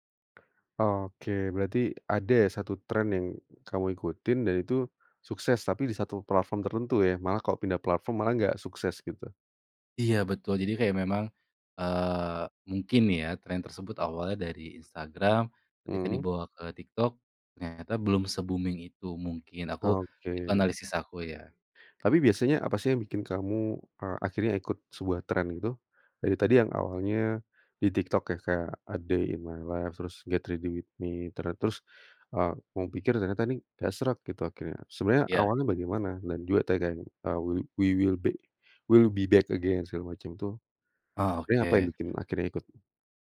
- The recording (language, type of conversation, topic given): Indonesian, podcast, Pernah nggak kamu ikutan tren meski nggak sreg, kenapa?
- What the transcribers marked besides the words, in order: in English: "platform"; in English: "platform"; in English: "se-booming"; tapping; in English: "a day in my life"; in English: "get ready with me"; in English: "w we will be we'll back again"; other background noise